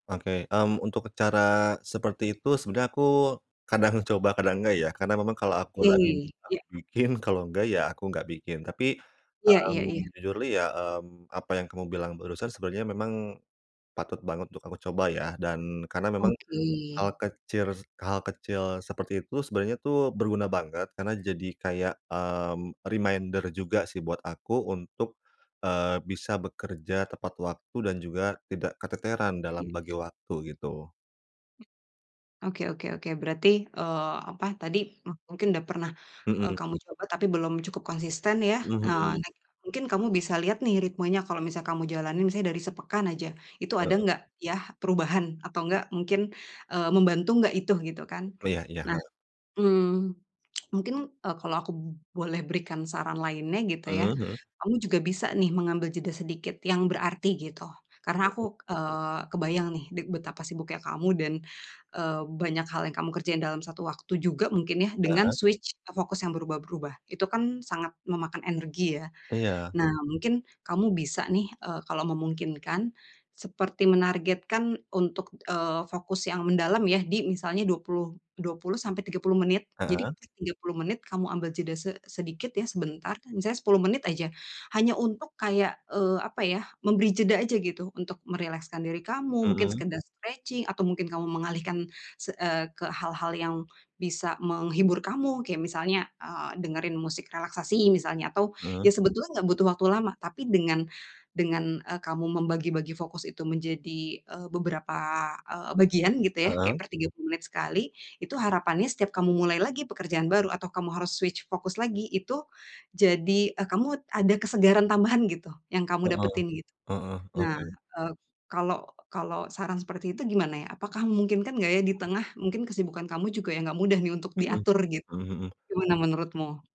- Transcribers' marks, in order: other background noise; in English: "reminder"; in English: "Next time"; tsk; in English: "switch"; in English: "stretching"; in English: "switch"
- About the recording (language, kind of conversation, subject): Indonesian, advice, Bagaimana cara memulai tugas besar yang membuat saya kewalahan?